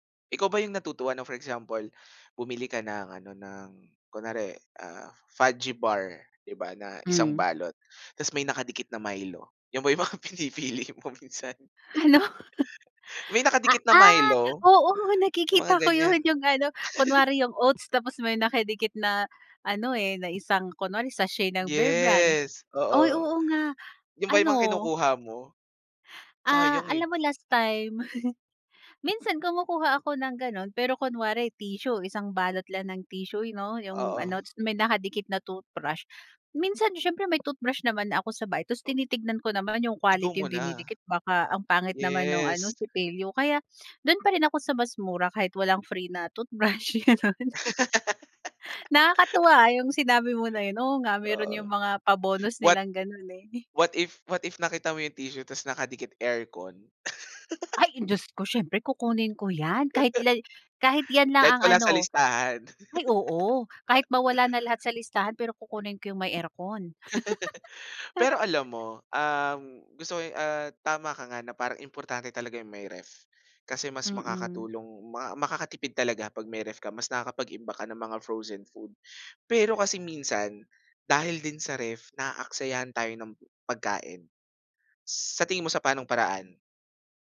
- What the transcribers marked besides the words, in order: laughing while speaking: "ba 'yong mga pinipili mo minsan?"; chuckle; tapping; chuckle; chuckle; laugh; laughing while speaking: "toothbrush ganun"; laugh; laugh; laugh; other background noise
- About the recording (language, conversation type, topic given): Filipino, podcast, Paano ka nakakatipid para hindi maubos ang badyet sa masustansiyang pagkain?